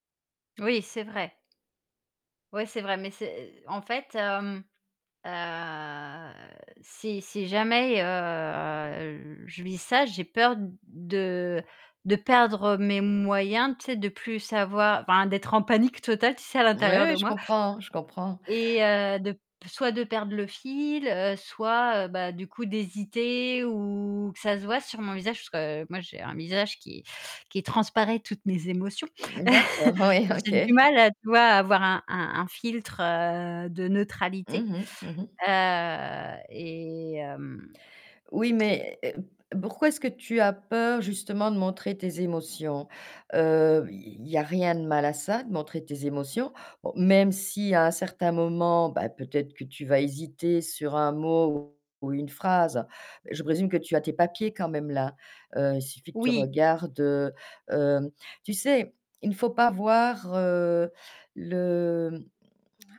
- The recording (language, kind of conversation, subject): French, advice, Comment se manifeste ton anxiété avant une présentation ou une prise de parole en public ?
- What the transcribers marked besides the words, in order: tapping; drawn out: "heu"; drawn out: "heu"; stressed: "moyens"; laughing while speaking: "ouais, OK"; chuckle; distorted speech; drawn out: "heu"; "pourquoi" said as "bourquoi"; stressed: "si"